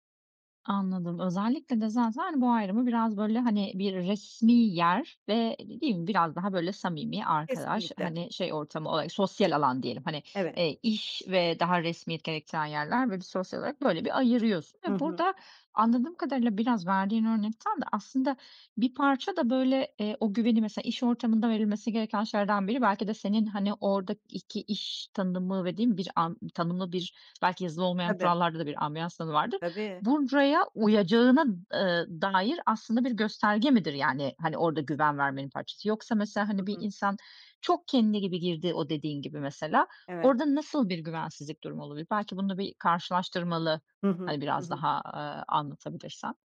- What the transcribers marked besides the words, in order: other noise
- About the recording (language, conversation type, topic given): Turkish, podcast, Yeni bir gruba katıldığında güveni nasıl kazanırsın?